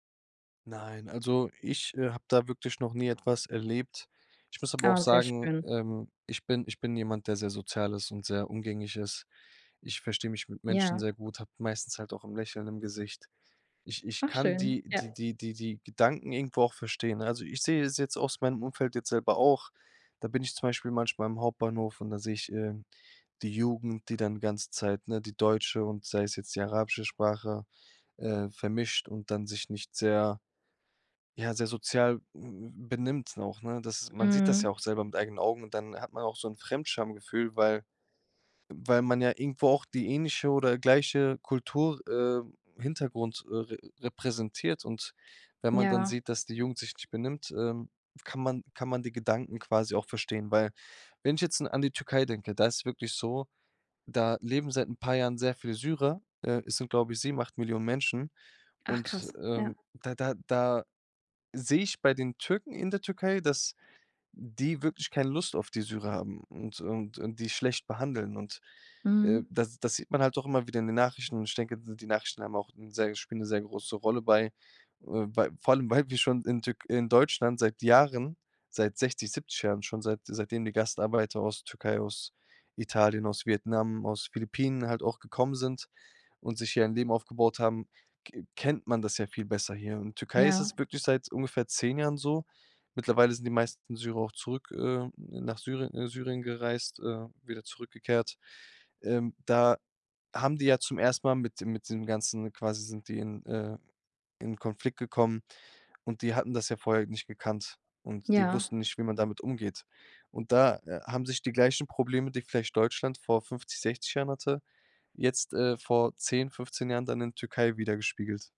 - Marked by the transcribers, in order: other background noise
- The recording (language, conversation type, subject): German, podcast, Wie entscheidest du, welche Traditionen du beibehältst und welche du aufgibst?